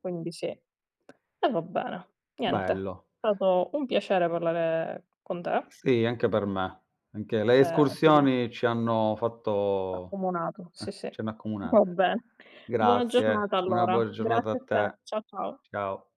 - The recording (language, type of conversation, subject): Italian, unstructured, Come ti piace trascorrere il tempo libero?
- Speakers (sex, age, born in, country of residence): female, 30-34, Italy, Italy; male, 35-39, Italy, Italy
- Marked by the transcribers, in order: other background noise; "proprio" said as "propo"; "buona" said as "bol"